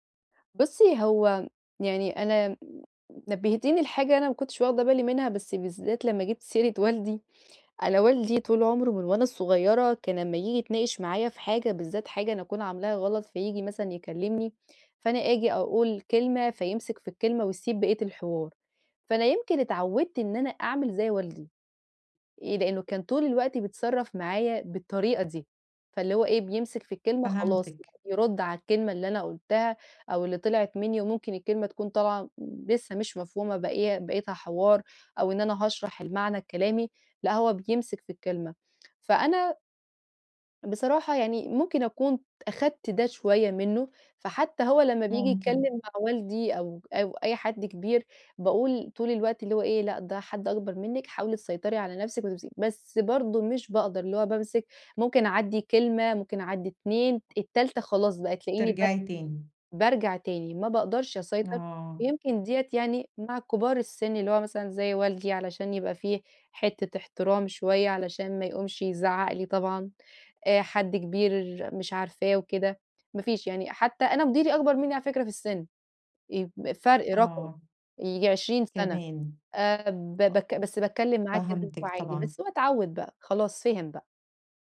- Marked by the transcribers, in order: tapping; other background noise
- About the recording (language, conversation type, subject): Arabic, advice, إزاي أشارك بفعالية في نقاش مجموعة من غير ما أقاطع حد؟